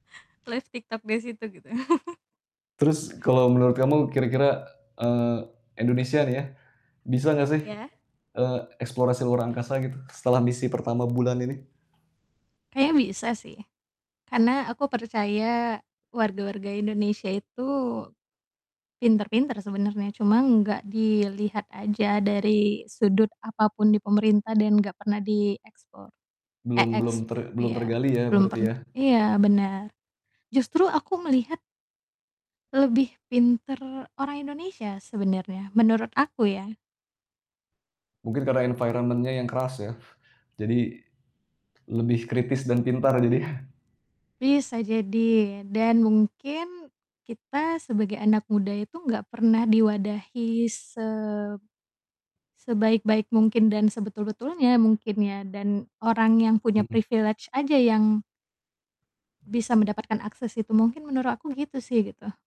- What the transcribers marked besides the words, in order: mechanical hum; in English: "Live"; chuckle; distorted speech; other background noise; static; in English: "environment-nya"; laughing while speaking: "jadinya"; in English: "privilege"
- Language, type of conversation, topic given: Indonesian, unstructured, Bagaimana pendapatmu tentang perjalanan manusia pertama ke bulan?